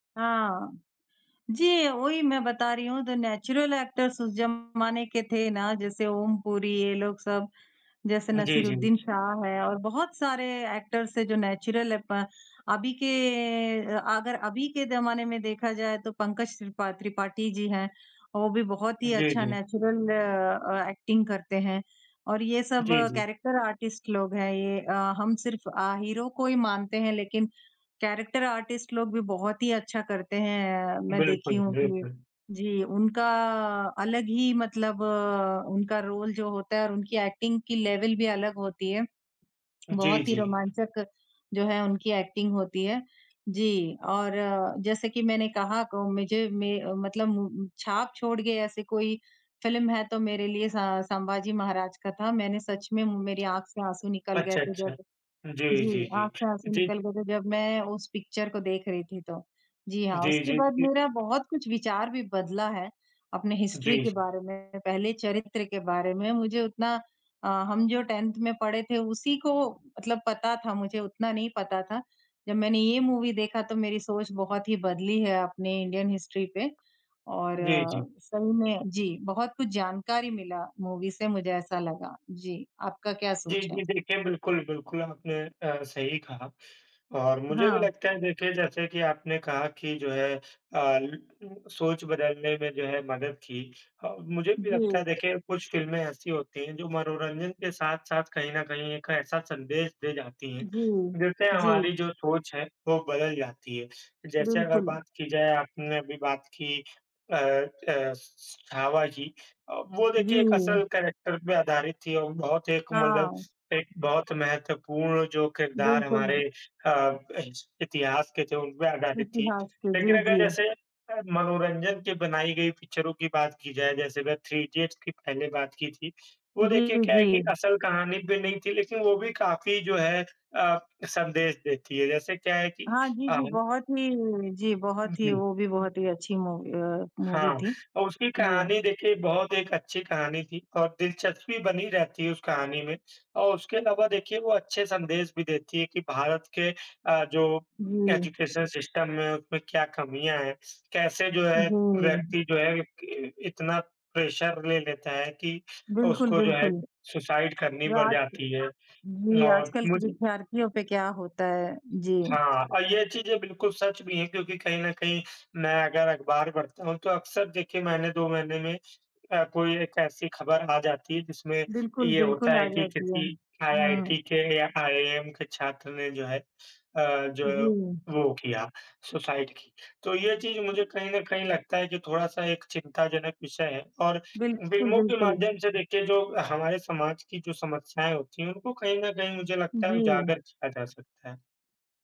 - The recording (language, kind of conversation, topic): Hindi, unstructured, आपको कौन-सी फिल्में हमेशा याद रहती हैं और क्यों?
- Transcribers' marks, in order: in English: "नेचुरल एक्टर्स"; in English: "एक्टर्स"; in English: "नेचुरल"; in English: "नेचुरल एक्टिंग"; in English: "कैरेक्टर आर्टिस्ट"; in English: "कैरेक्टर आर्टिस्ट"; in English: "रोल"; in English: "एक्टिंग"; in English: "लेवल"; other background noise; in English: "एक्टिंग"; tapping; in English: "हिस्ट्री"; in English: "टेंथ"; in English: "मूवी"; in English: "हिस्ट्री"; in English: "कैरेक्टर"; in English: "व्यू"; in English: "मूवी"; in English: "मूवी"; in English: "एजुकेशन सिस्टम"; in English: "प्रेशर"; in English: "सुसाइड"; in English: "सुसाइड"